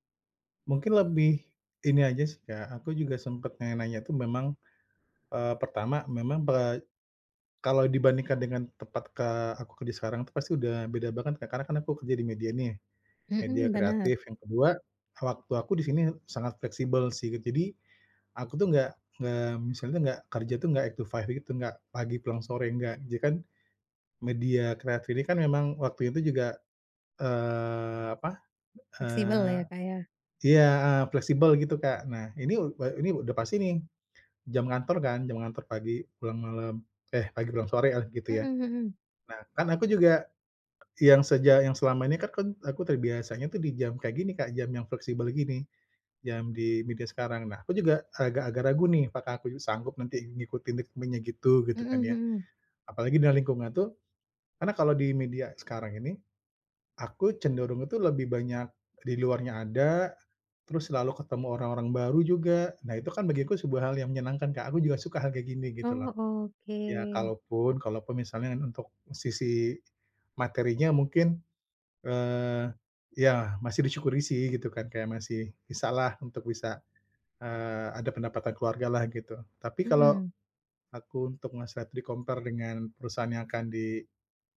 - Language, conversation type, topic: Indonesian, advice, Bagaimana cara memutuskan apakah saya sebaiknya menerima atau menolak tawaran pekerjaan di bidang yang baru bagi saya?
- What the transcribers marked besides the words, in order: tapping; other background noise; in English: "eight to five"; in English: "di-compare"